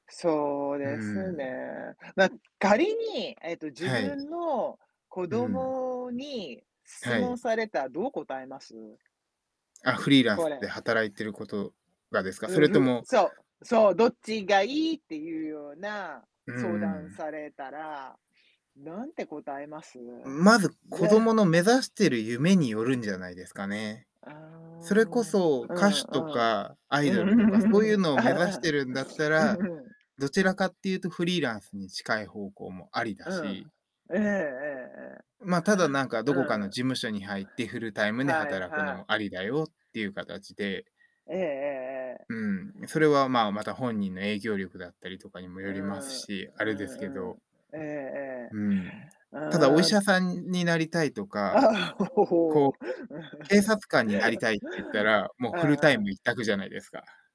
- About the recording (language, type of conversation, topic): Japanese, unstructured, フルタイムの仕事とフリーランスでは、どちらがあなたのライフスタイルに合っていると思いますか？
- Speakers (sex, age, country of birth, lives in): female, 55-59, Japan, United States; male, 30-34, Japan, United States
- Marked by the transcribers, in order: other background noise; tapping; laughing while speaking: "ね"; laughing while speaking: "うーん。ああ ああ"; sniff; laughing while speaking: "あ。ほ、ほう"; giggle